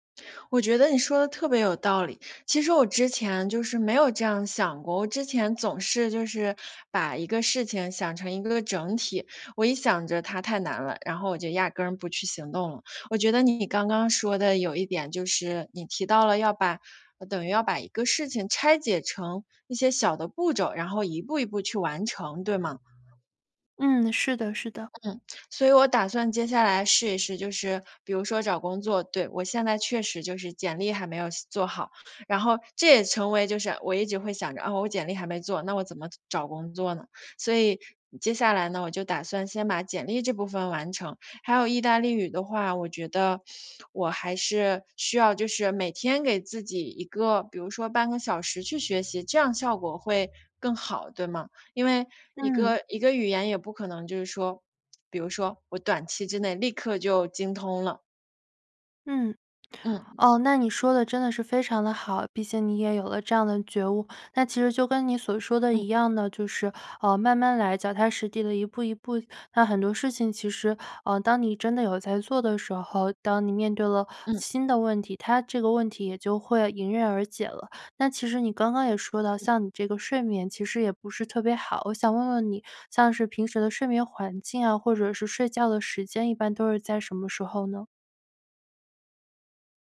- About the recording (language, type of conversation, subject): Chinese, advice, 你能描述一下最近持续出现、却说不清原因的焦虑感吗？
- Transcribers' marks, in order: none